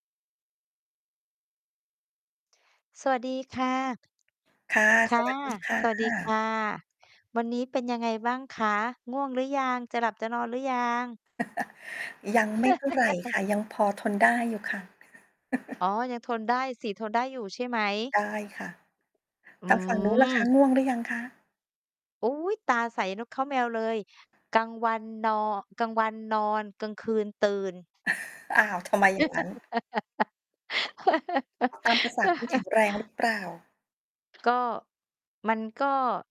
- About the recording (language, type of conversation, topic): Thai, unstructured, คุณอยากเห็นตัวเองเปลี่ยนแปลงไปในทางไหนในอนาคต?
- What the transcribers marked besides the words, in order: distorted speech; tapping; laugh; static; laugh; laugh; laugh; other background noise